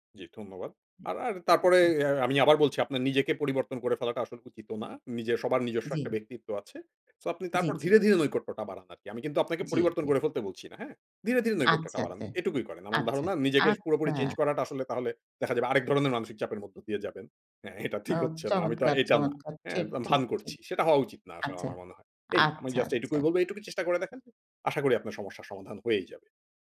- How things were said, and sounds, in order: none
- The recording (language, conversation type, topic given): Bengali, advice, আমি কীভাবে পরিচিতদের সঙ্গে ঘনিষ্ঠতা বাড়াতে গিয়ে ব্যক্তিগত সীমানা ও নৈকট্যের ভারসাম্য রাখতে পারি?